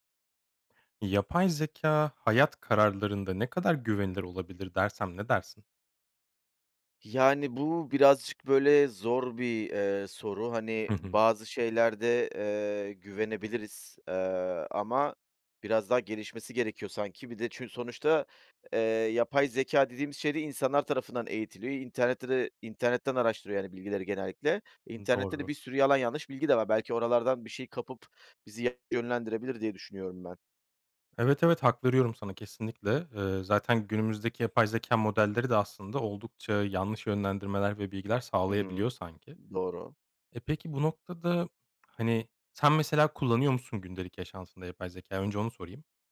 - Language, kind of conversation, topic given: Turkish, podcast, Yapay zekâ, hayat kararlarında ne kadar güvenilir olabilir?
- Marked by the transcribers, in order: other background noise; tapping